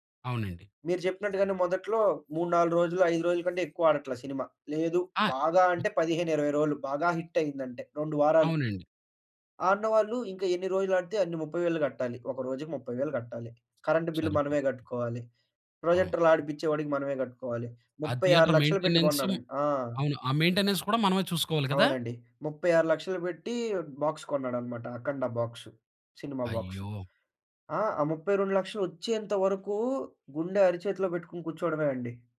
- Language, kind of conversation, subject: Telugu, podcast, తక్కువ బడ్జెట్‌లో మంచి సినిమా ఎలా చేయాలి?
- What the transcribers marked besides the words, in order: tapping; other background noise; in English: "హిట్"; in English: "కరెంట్ బిల్"; other noise; in English: "థియేటర్ మెయింటెనెన్స్"; in English: "మెయింటెనెన్స్"; in English: "బాక్స్"; in English: "బాక్స్.'"; in English: "బాక్స్"